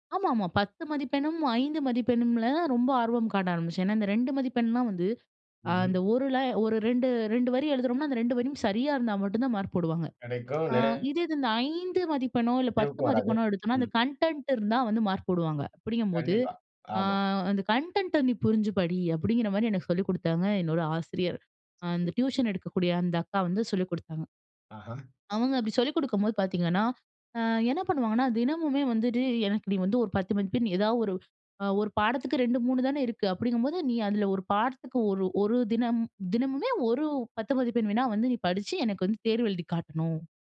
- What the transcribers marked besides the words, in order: unintelligible speech; unintelligible speech; in English: "கன்டென்ட்"; in English: "டியூஷன்"; other noise
- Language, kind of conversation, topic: Tamil, podcast, உங்கள் முதல் தோல்வி அனுபவம் என்ன, அதிலிருந்து நீங்கள் என்ன கற்றுக்கொண்டீர்கள்?